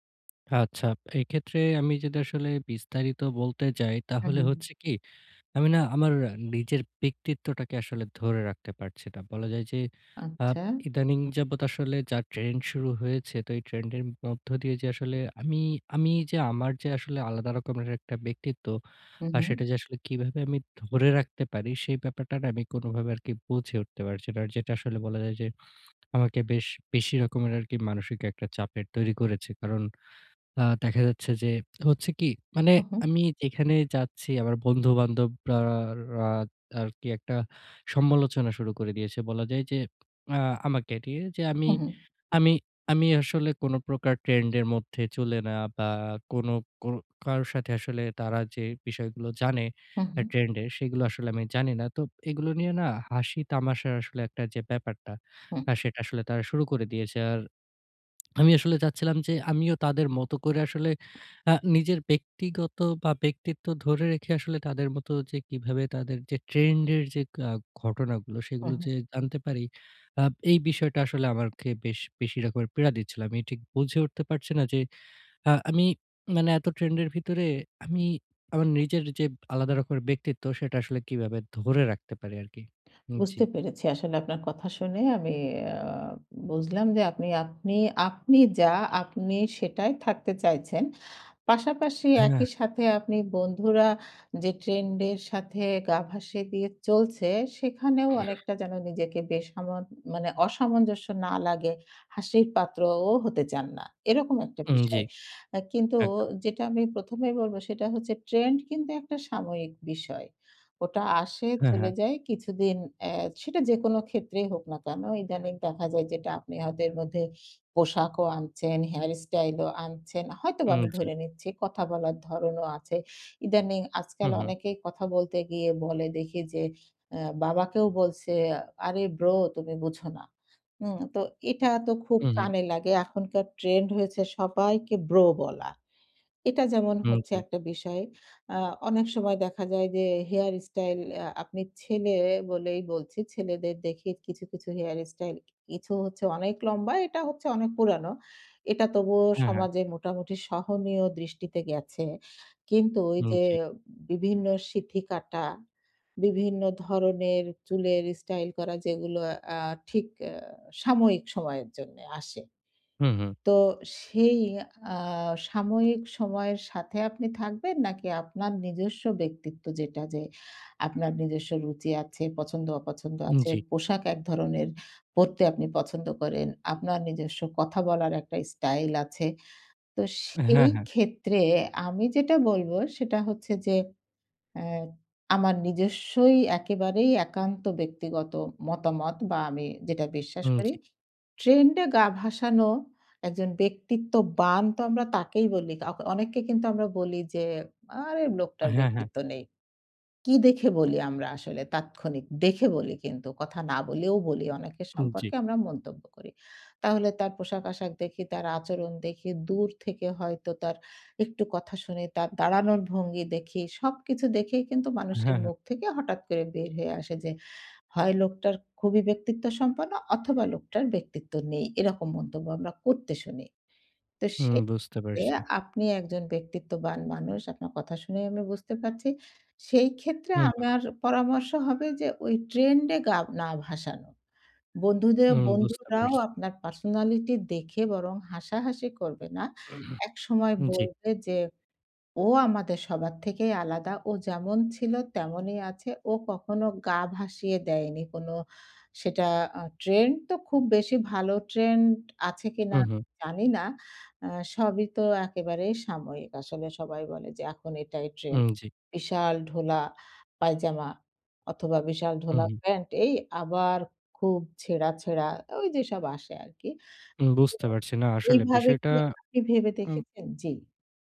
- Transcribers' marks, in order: swallow; throat clearing; other noise; put-on voice: "আরে লোকটার ব্যক্তিত্ব নেই"; horn; other background noise; throat clearing
- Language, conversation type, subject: Bengali, advice, ট্রেন্ড মেনে চলব, নাকি নিজের স্টাইল ধরে রাখব?